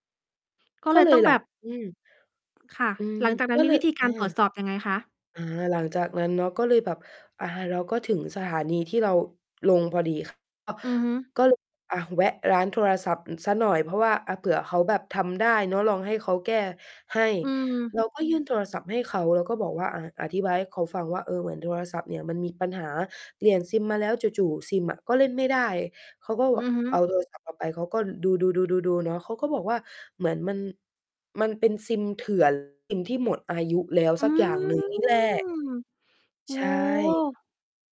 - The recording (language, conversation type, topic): Thai, podcast, คุณเคยถูกมิจฉาชีพหลอกระหว่างท่องเที่ยวไหม?
- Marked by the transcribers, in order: distorted speech; other noise; background speech; mechanical hum; drawn out: "อืม"